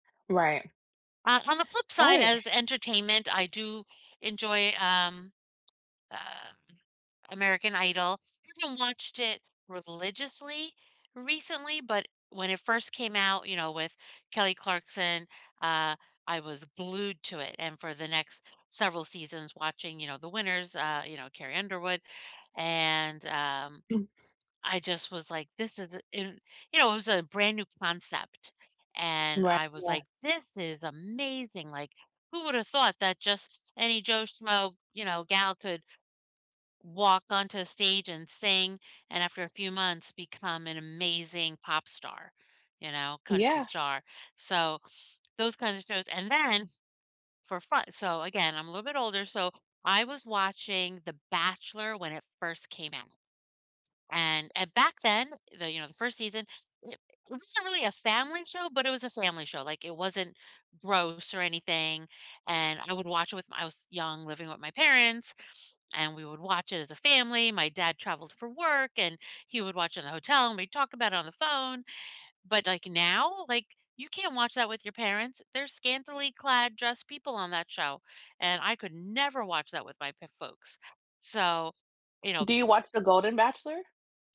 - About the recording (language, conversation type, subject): English, unstructured, Which reality shows are your irresistible comfort watches, and what moments or personalities keep you glued?
- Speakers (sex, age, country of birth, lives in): female, 30-34, United States, United States; female, 50-54, United States, United States
- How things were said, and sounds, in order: tapping; chuckle; stressed: "amazing"; other background noise; stressed: "never"